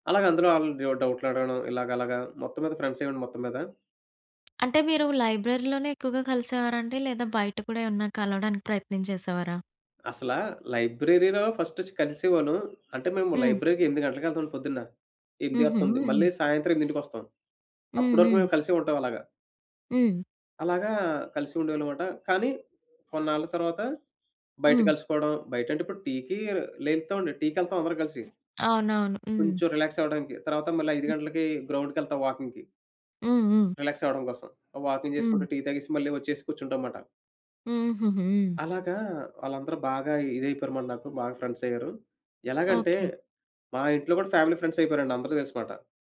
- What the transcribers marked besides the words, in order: in English: "ఫ్రెండ్స్"; tapping; in English: "లైబ్రరీలోనే"; in English: "లైబ్రరీ‌లో ఫస్ట్"; other background noise; in English: "లైబ్రరీ‌కి"; in English: "రిలాక్స్"; in English: "గ్రౌండ్‌కెళ్తాం వాకింగ్‌కి"; in English: "రిలాక్స్"; in English: "వాకింగ్"; horn; in English: "ఫ్రెండ్స్"; in English: "ఫ్యామిలీ ఫ్రెండ్స్"
- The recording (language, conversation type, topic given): Telugu, podcast, ఒక సంబంధం మీ జీవిత దిశను మార్చిందా?